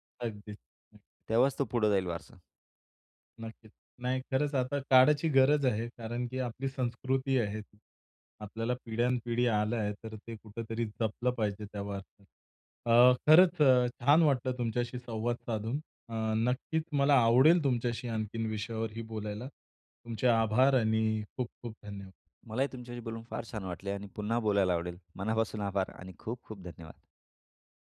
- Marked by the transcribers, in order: tapping; other background noise; laughing while speaking: "मनापासून आभार"
- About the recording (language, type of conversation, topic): Marathi, podcast, कुटुंबाचा वारसा तुम्हाला का महत्त्वाचा वाटतो?